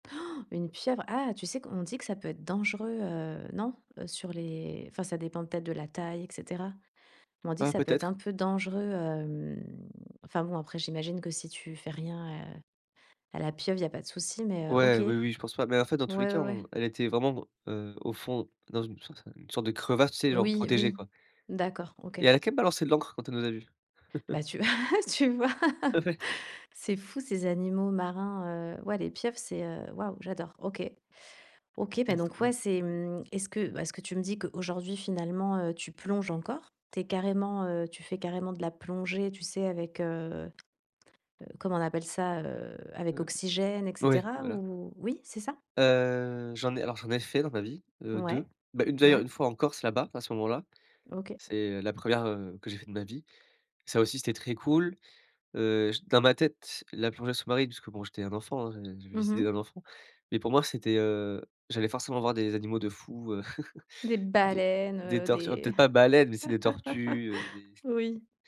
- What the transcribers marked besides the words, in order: gasp; drawn out: "hem"; "sorte" said as "sorce"; chuckle; laughing while speaking: "ah tu vois"; laughing while speaking: "Ah ouais"; chuckle; stressed: "baleines"; laugh
- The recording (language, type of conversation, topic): French, podcast, As-tu un souvenir d’enfance lié à la nature ?